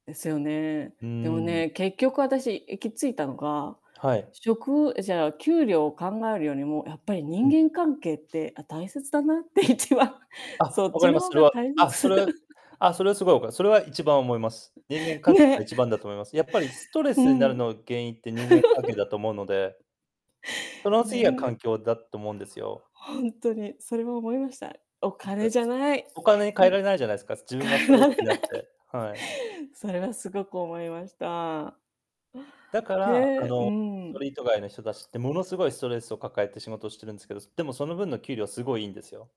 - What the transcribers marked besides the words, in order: distorted speech; laughing while speaking: "大切だなって、一番、そっちの方が大切。 ね"; chuckle; laugh; tapping; laughing while speaking: "代えられない"; other background noise
- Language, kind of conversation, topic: Japanese, unstructured, 転職を考えたことはありますか？理由は何ですか？